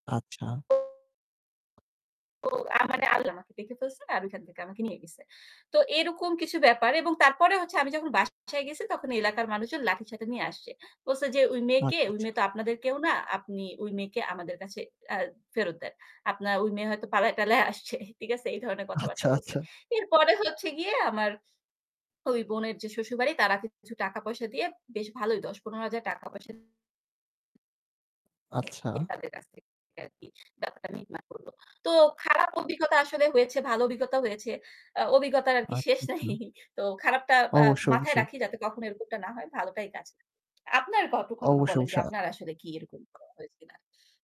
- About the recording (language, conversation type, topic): Bengali, unstructured, কোন শখ আপনার জীবনে সবচেয়ে বেশি পরিবর্তন এনেছে?
- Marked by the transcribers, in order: other background noise; distorted speech; laughing while speaking: "পালায়-টালায় আসছে"; static; laughing while speaking: "আচ্ছা। আচ্ছা"; laughing while speaking: "শেষ নাই"